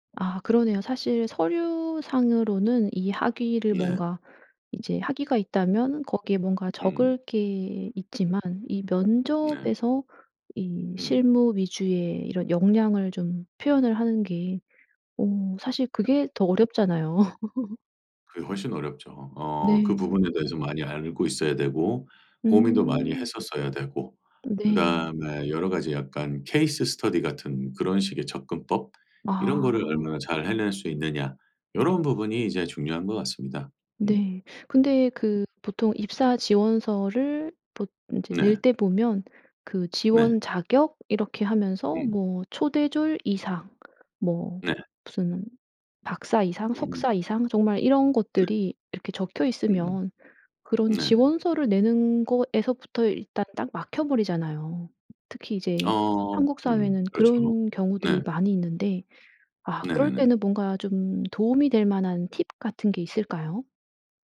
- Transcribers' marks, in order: laugh; in English: "스터디"; other background noise
- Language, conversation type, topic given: Korean, podcast, 학위 없이 배움만으로 커리어를 바꿀 수 있을까요?